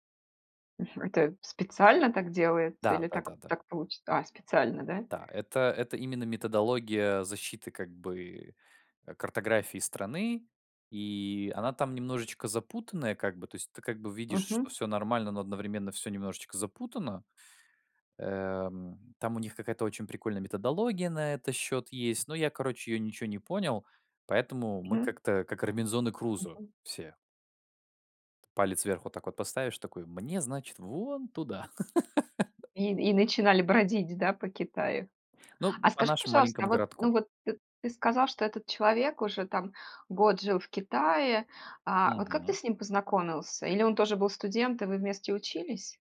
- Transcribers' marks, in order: tapping; chuckle
- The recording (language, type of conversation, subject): Russian, podcast, Расскажи о человеке, который показал тебе скрытое место?